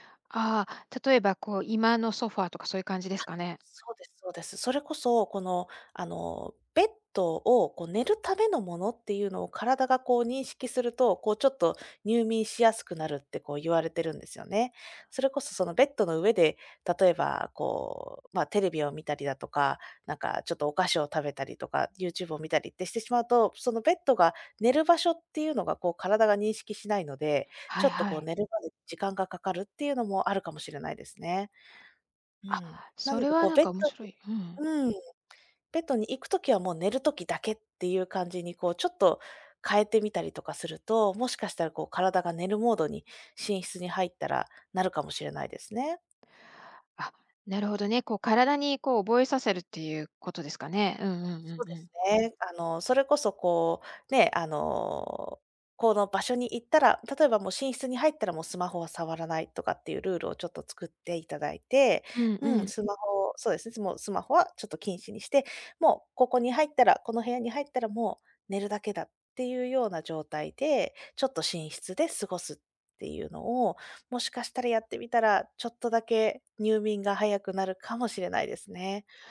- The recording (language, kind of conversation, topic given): Japanese, advice, 就寝前にスマホが手放せなくて眠れないのですが、どうすればやめられますか？
- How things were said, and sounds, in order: other background noise